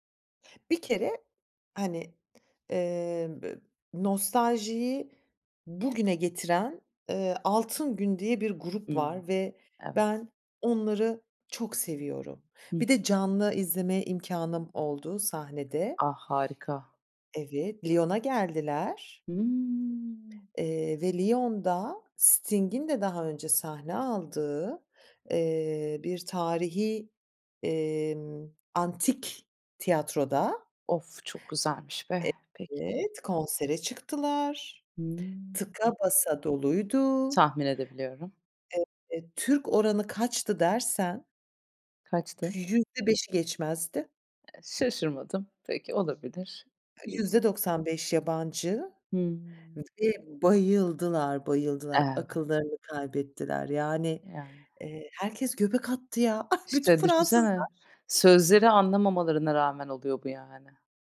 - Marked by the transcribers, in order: tapping; other background noise; other noise
- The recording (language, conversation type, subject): Turkish, podcast, Nostalji neden bu kadar insanı cezbediyor, ne diyorsun?